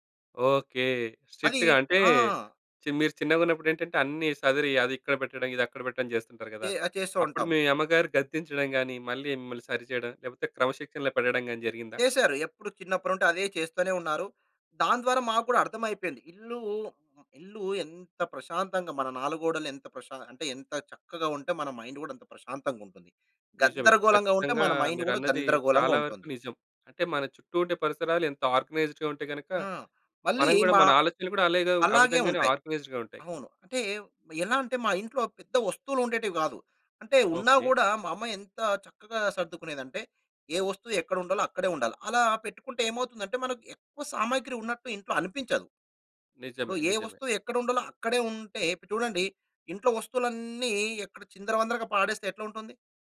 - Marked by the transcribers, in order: in English: "స్ట్రిక్ట్‌గా"; in English: "మైండ్"; in English: "మైండ్"; in English: "ఆర్గనైజ్డ్‌గా"; in English: "ఆర్గనైజ్డ్‌గా"
- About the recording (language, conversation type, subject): Telugu, podcast, తక్కువ సామాగ్రితో జీవించడం నీకు ఎందుకు ఆకర్షణీయంగా అనిపిస్తుంది?